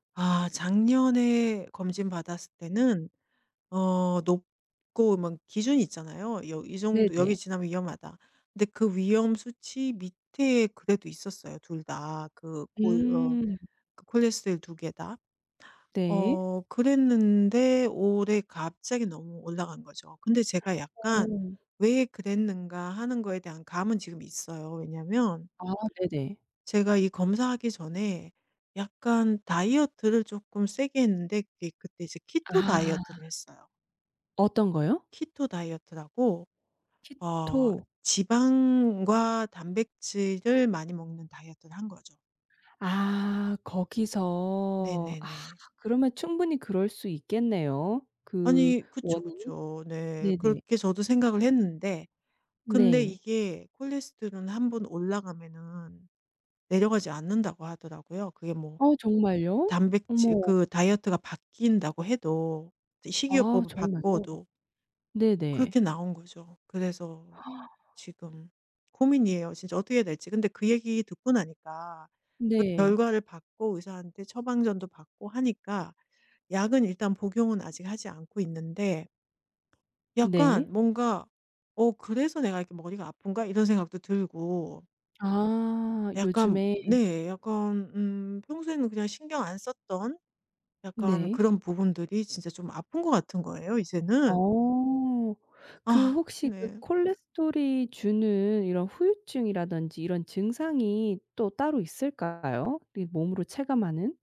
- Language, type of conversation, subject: Korean, advice, 건강검진에서 이상 소견을 듣고 불안한데, 결정해야 할 일이 많아 압박감이 들 때 어떻게 해야 할까요?
- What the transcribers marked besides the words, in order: other background noise; tapping; gasp